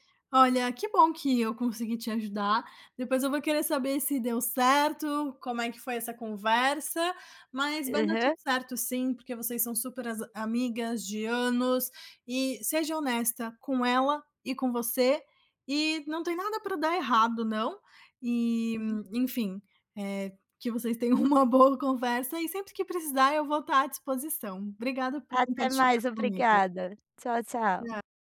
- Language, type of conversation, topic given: Portuguese, advice, Como posso aceitar quando uma amizade muda e sinto que estamos nos distanciando?
- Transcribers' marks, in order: tapping; other background noise